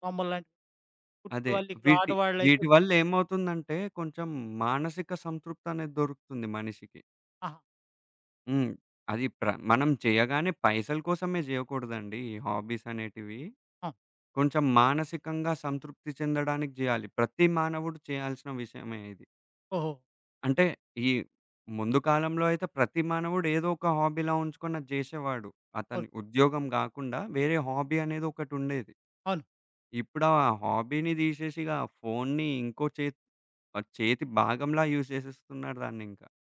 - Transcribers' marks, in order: in English: "హాబీలా"; in English: "హాబీ"; in English: "హాబీని"; in English: "యూజ్"
- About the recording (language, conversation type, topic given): Telugu, podcast, దృష్టి నిలబెట్టుకోవడానికి మీరు మీ ఫోన్ వినియోగాన్ని ఎలా నియంత్రిస్తారు?